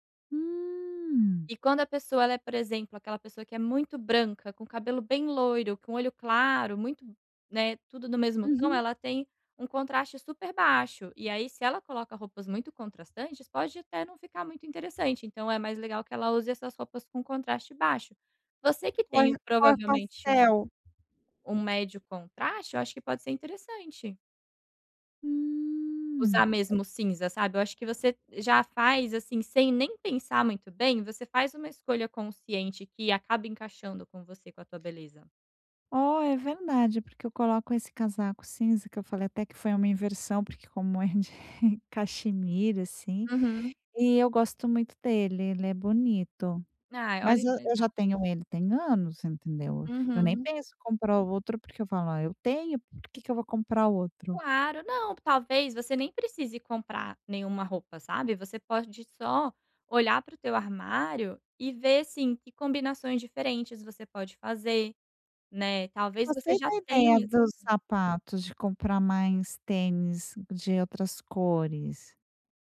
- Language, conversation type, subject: Portuguese, advice, Como posso escolher roupas que me caiam bem e me façam sentir bem?
- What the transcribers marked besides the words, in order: other background noise; chuckle